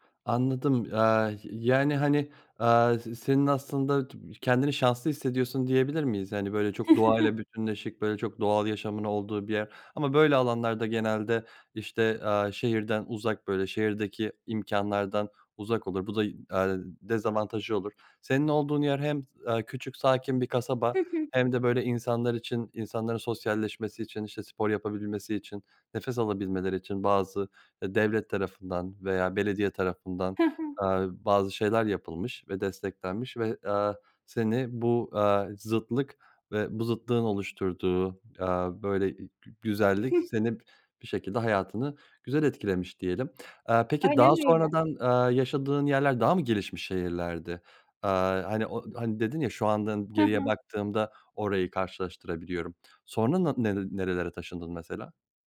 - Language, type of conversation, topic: Turkish, podcast, Bir şehir seni hangi yönleriyle etkiler?
- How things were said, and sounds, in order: other background noise; chuckle